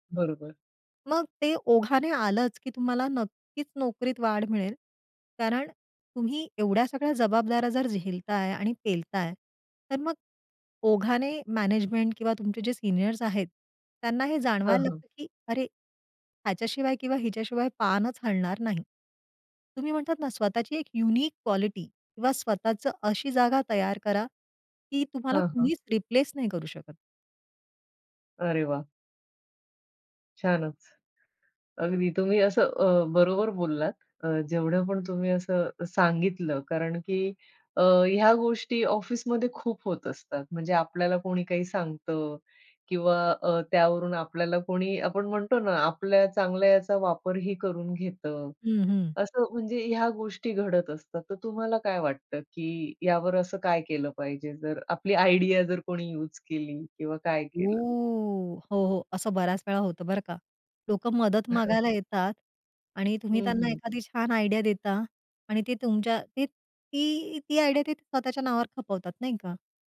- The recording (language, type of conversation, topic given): Marathi, podcast, नोकरीत पगारवाढ मागण्यासाठी तुम्ही कधी आणि कशी चर्चा कराल?
- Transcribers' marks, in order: in English: "सीनियर्स"; other noise; in English: "युनिक"; tapping; in English: "आयडिया"; surprised: "ओ"; other background noise; chuckle; in English: "आयडिया"; in English: "आयडिया"